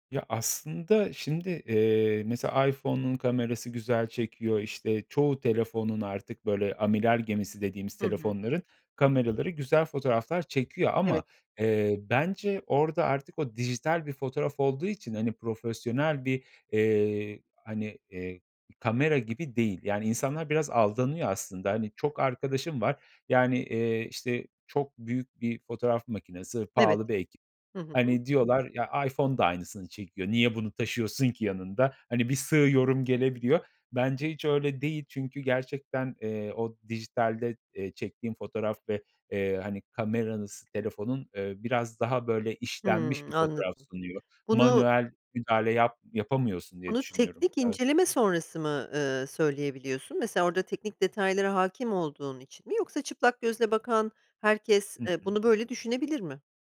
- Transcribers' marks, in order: other background noise; tapping
- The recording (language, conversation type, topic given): Turkish, podcast, Fotoğraf çekmeye yeni başlayanlara ne tavsiye edersin?